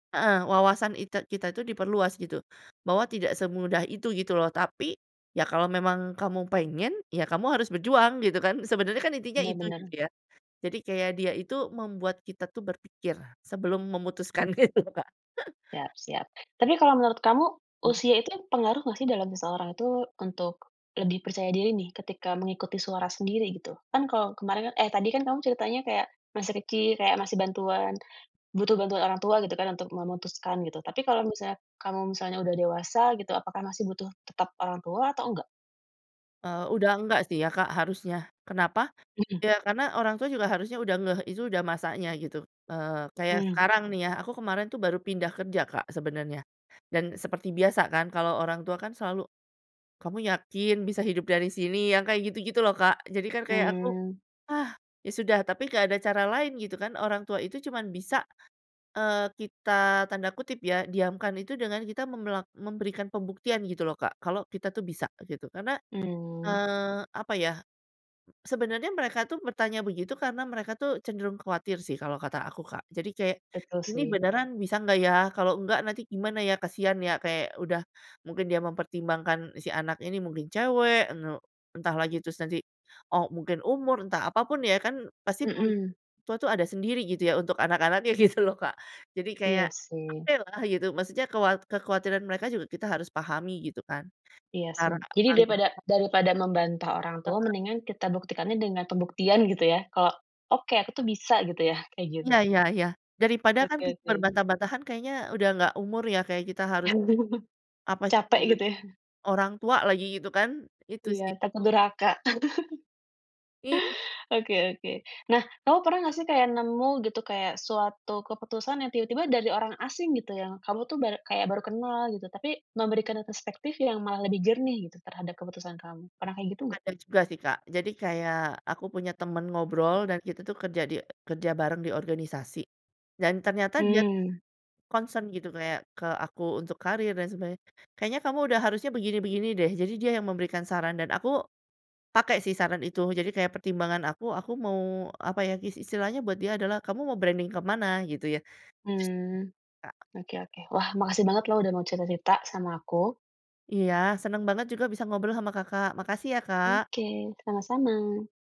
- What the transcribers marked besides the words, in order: laughing while speaking: "gitu, Kak"; chuckle; other background noise; laughing while speaking: "gitu loh Kak"; chuckle; laughing while speaking: "ya?"; unintelligible speech; chuckle; in English: "concern"; in English: "branding"
- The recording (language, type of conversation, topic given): Indonesian, podcast, Seberapa penting opini orang lain saat kamu galau memilih?